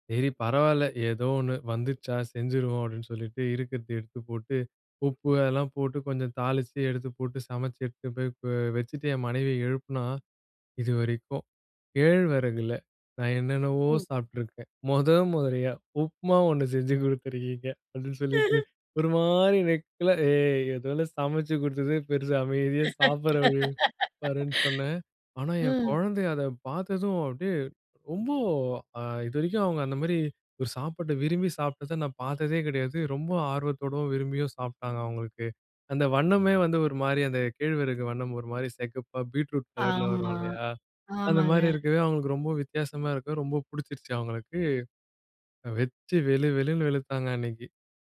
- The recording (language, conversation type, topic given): Tamil, podcast, கிச்சனில் கிடைக்கும் சாதாரண பொருட்களைப் பயன்படுத்தி புதுமை செய்வது எப்படி?
- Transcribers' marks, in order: giggle; laugh; horn